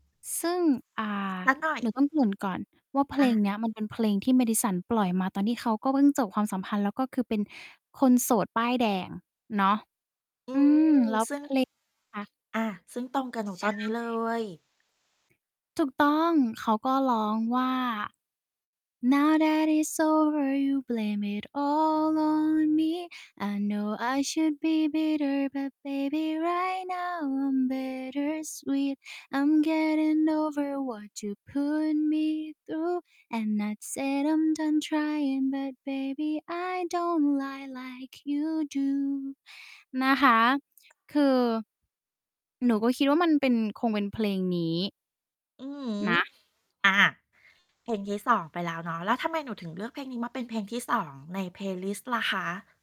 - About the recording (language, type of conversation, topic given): Thai, podcast, ถ้าต้องเลือกเพลงหนึ่งเพลงเป็นเพลงประจำชีวิต คุณจะเลือกเพลงอะไร?
- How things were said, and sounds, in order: distorted speech; static; in English: "Now that it's over, you'll … like you do"; singing: "Now that it's over, you'll … like you do"; mechanical hum